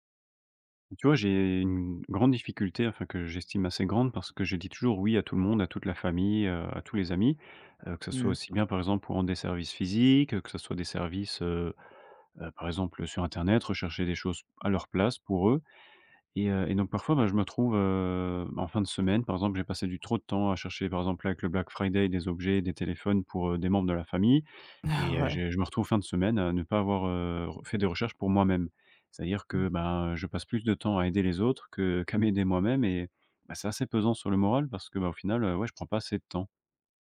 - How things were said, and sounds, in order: other background noise
- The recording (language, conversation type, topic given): French, advice, Comment puis-je apprendre à dire non et à poser des limites personnelles ?